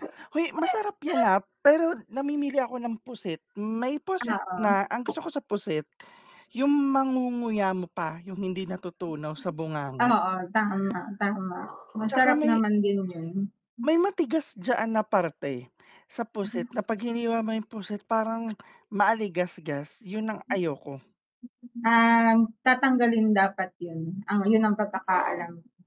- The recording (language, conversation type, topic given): Filipino, unstructured, Anong ulam ang hindi mo pagsasawaang kainin?
- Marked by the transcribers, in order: mechanical hum; static; distorted speech